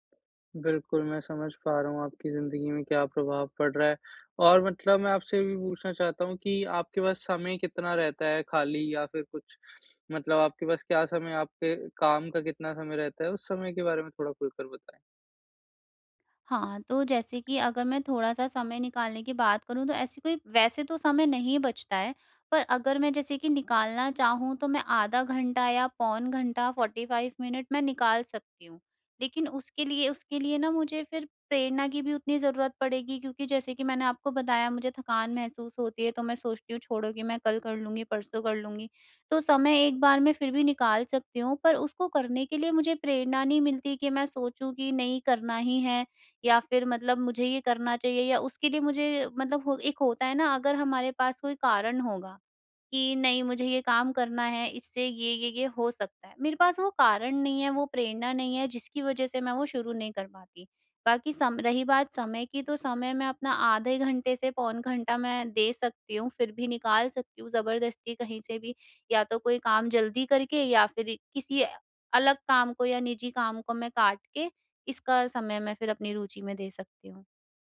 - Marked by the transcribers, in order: tapping; in English: "फोर्टी फाइव"
- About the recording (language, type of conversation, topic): Hindi, advice, रोज़मर्रा की दिनचर्या में बदलाव करके नए विचार कैसे उत्पन्न कर सकता/सकती हूँ?